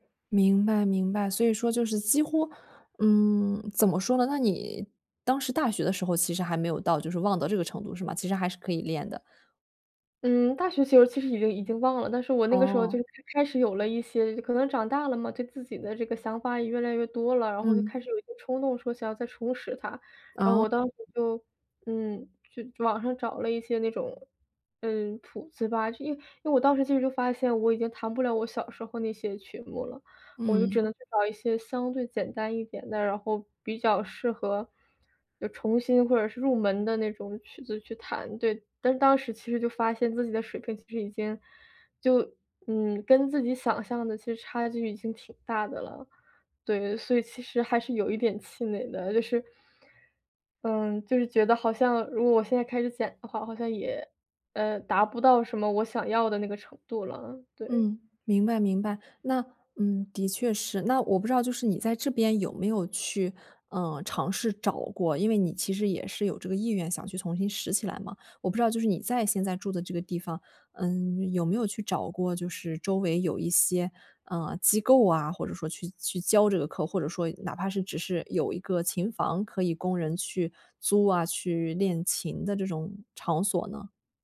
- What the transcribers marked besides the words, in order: none
- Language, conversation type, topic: Chinese, advice, 我怎样才能重新找回对爱好的热情？
- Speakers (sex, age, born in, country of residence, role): female, 25-29, China, United States, user; female, 30-34, China, Germany, advisor